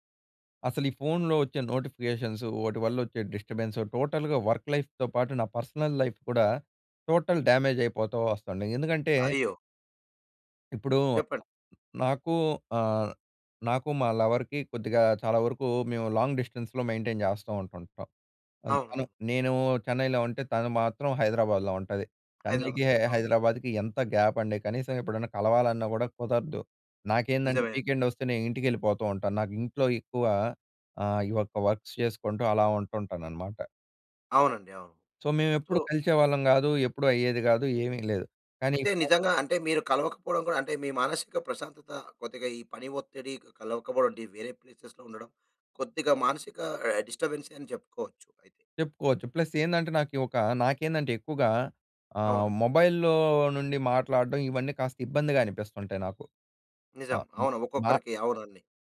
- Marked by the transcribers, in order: in English: "టోటల్‌గా వర్క్ లైఫ్‌తో"; in English: "పర్సనల్ లైఫ్"; in English: "టోటల్"; tapping; in English: "లవర్‍కి"; in English: "లాంగ్ డిస్టెన్స్‌లో మెయింటైన్"; in English: "వర్క్స్"; in English: "సో"; other noise; in English: "ప్లేసెస్‌లో"; in English: "డిస్టబెన్సే"; in English: "ప్లస్"; in English: "మొబైల్‌లో"
- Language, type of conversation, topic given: Telugu, podcast, రోజువారీ రొటీన్ మన మానసిక శాంతిపై ఎలా ప్రభావం చూపుతుంది?